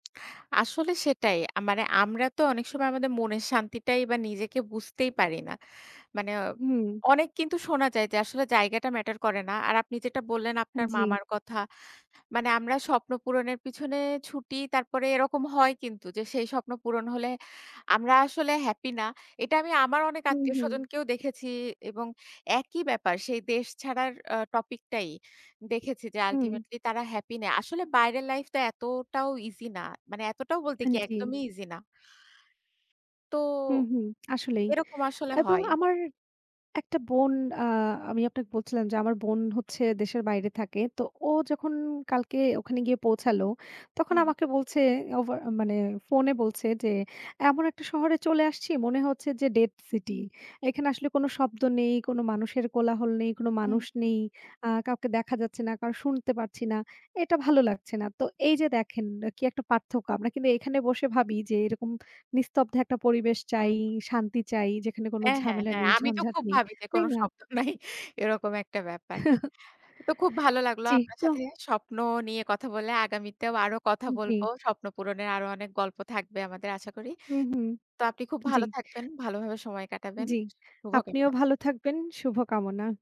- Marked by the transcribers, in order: in English: "আল্টিমেটলি"; chuckle
- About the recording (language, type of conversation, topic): Bengali, unstructured, তোমার ভবিষ্যৎ নিয়ে সবচেয়ে বড় স্বপ্ন কী?